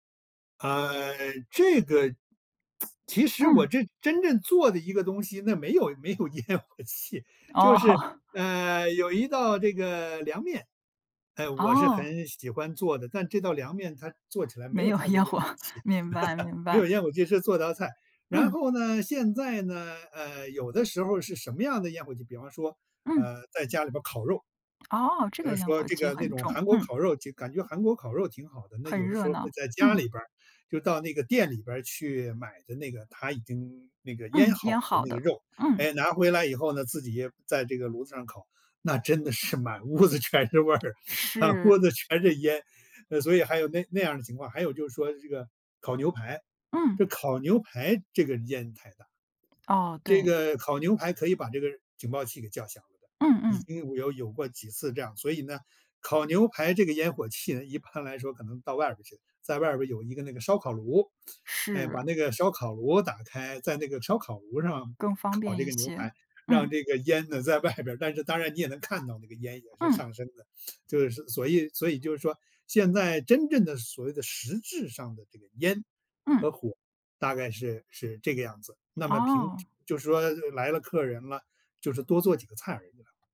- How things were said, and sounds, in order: lip smack; laughing while speaking: "烟火气"; chuckle; laugh; laughing while speaking: "烟火"; other background noise; laughing while speaking: "全是味儿"; laughing while speaking: "外"
- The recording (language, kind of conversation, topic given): Chinese, podcast, 家里什么时候最有烟火气？